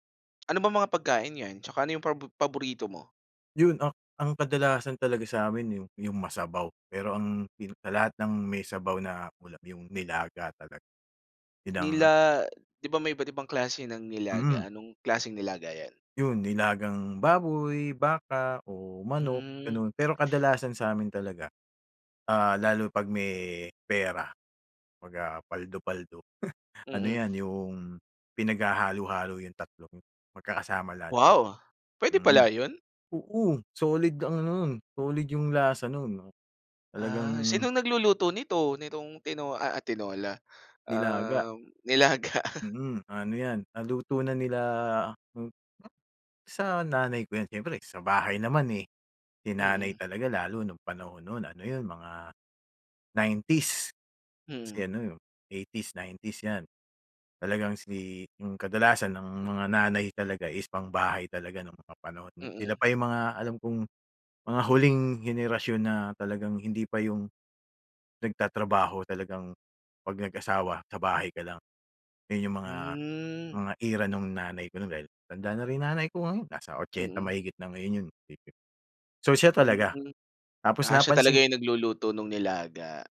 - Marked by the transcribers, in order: chuckle; surprised: "Wow!"; tapping; laughing while speaking: "nilaga?"; unintelligible speech; other noise
- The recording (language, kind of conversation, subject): Filipino, podcast, Anong tradisyonal na pagkain ang may pinakamatingkad na alaala para sa iyo?